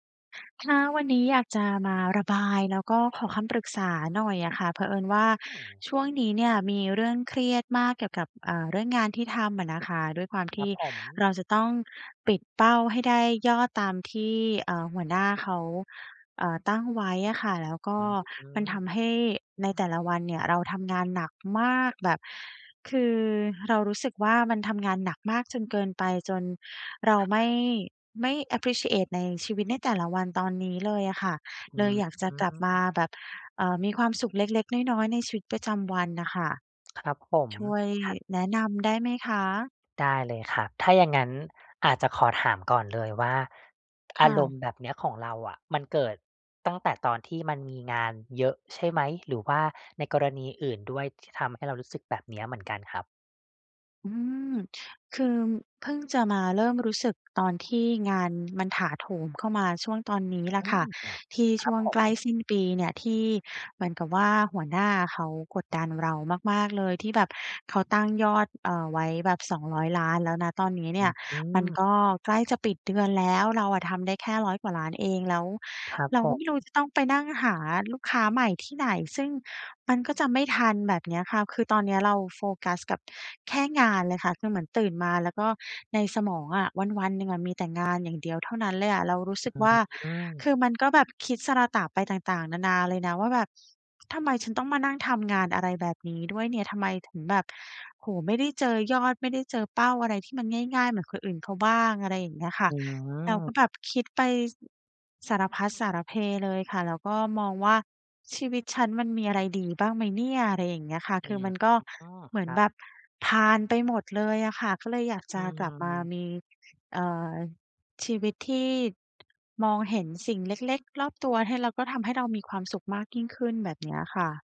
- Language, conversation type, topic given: Thai, advice, จะเริ่มเห็นคุณค่าของสิ่งเล็กๆ รอบตัวได้อย่างไร?
- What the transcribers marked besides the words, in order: in English: "อัปพรีชีเอต"; other noise; other background noise